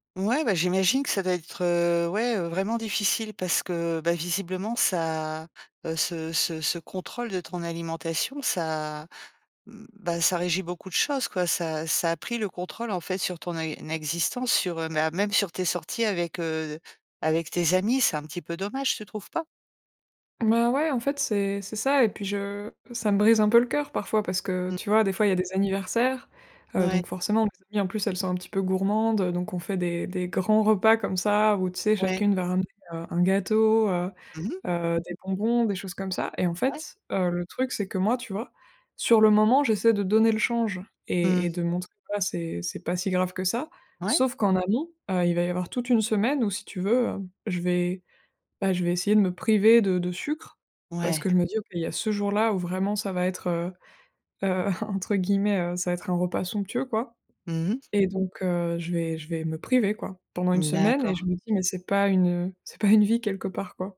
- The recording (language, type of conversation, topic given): French, advice, Comment expliquer une rechute dans une mauvaise habitude malgré de bonnes intentions ?
- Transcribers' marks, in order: other background noise; chuckle